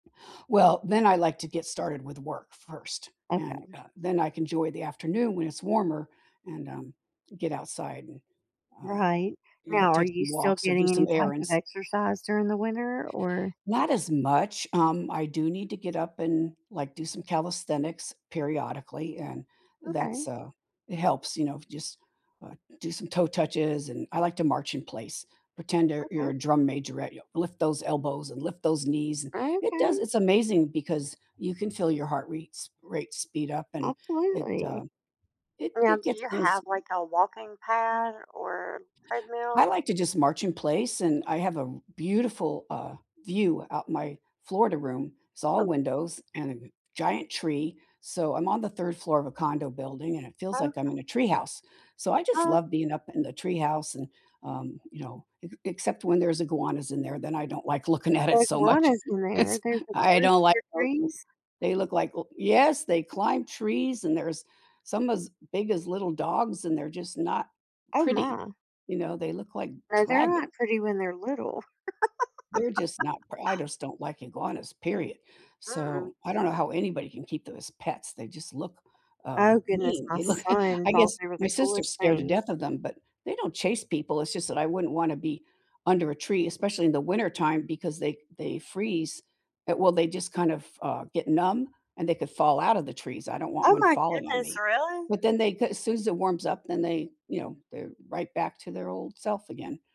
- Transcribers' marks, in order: tapping; "rates" said as "reats"; unintelligible speech; laughing while speaking: "looking at it so much. It's"; laugh; laughing while speaking: "look"; laugh
- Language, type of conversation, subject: English, unstructured, What routines help you stay organized during the week?